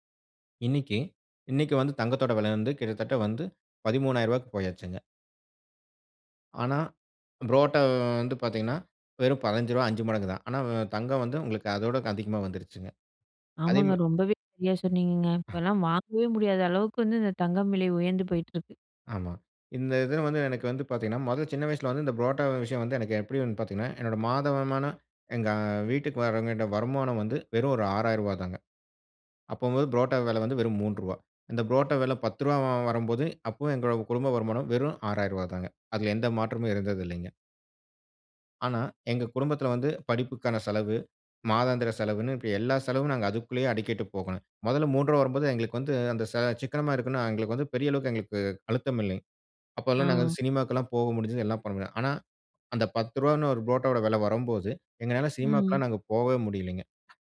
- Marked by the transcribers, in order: none
- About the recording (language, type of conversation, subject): Tamil, podcast, மாற்றம் நடந்த காலத்தில் உங்கள் பணவரவு-செலவுகளை எப்படிச் சரிபார்த்து திட்டமிட்டீர்கள்?